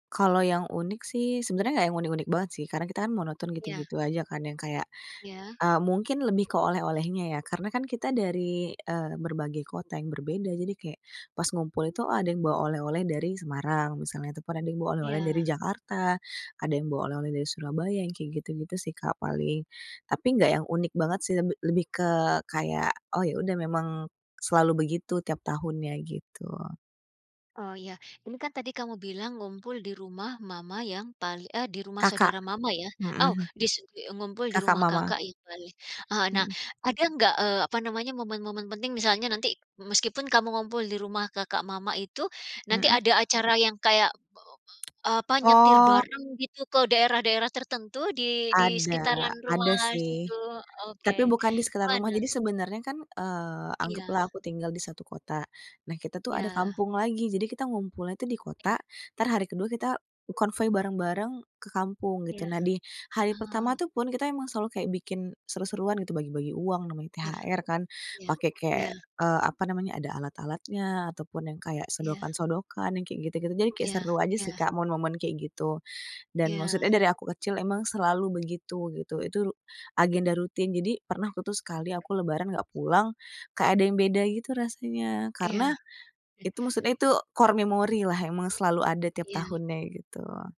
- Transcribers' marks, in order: unintelligible speech; unintelligible speech; other background noise; in English: "core"
- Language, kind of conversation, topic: Indonesian, podcast, Ritual keluarga apa yang terus kamu jaga hingga kini dan makin terasa berarti, dan kenapa begitu?